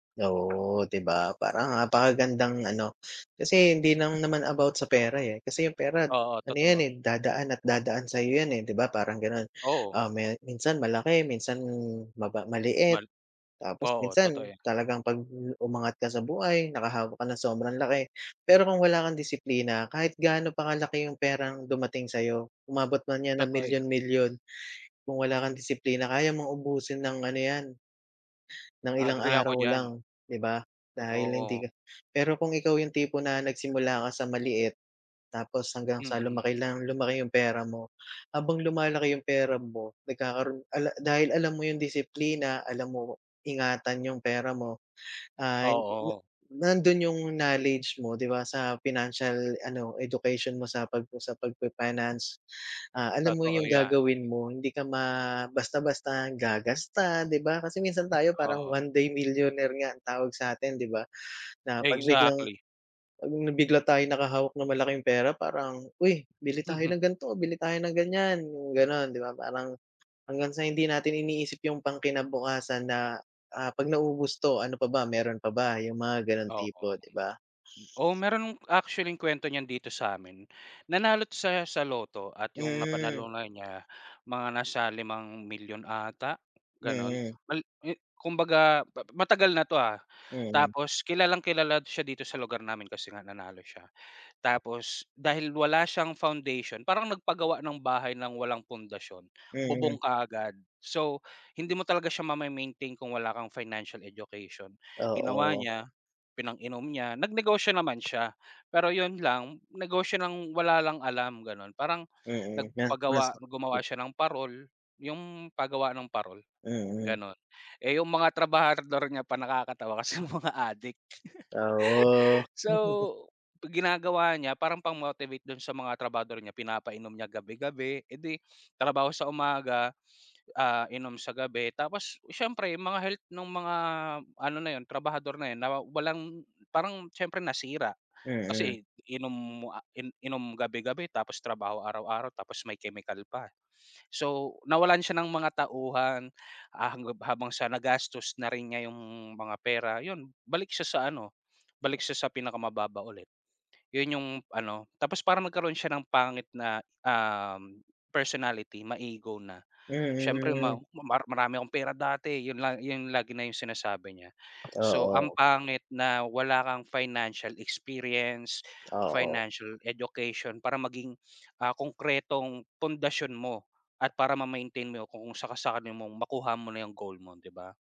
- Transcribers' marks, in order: tapping; in English: "one day millionaire"; "actually" said as "actually-ing"; laughing while speaking: "kasi mga"; laugh; chuckle; in English: "financial experience, financial education"
- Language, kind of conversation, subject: Filipino, unstructured, Ano ang pakiramdam mo kapag nakakatipid ka ng pera?